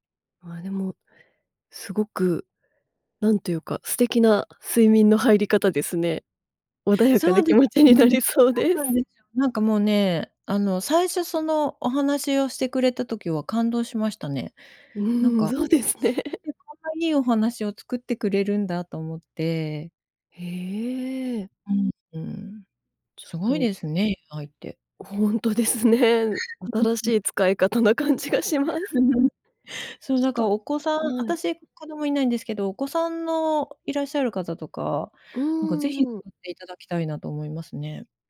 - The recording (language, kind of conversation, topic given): Japanese, podcast, 快適に眠るために普段どんなことをしていますか？
- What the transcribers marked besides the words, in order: laughing while speaking: "気持ちになりそうです"; laughing while speaking: "そうですね"; laughing while speaking: "ほんとですね"; laugh; laughing while speaking: "感じがします"; laugh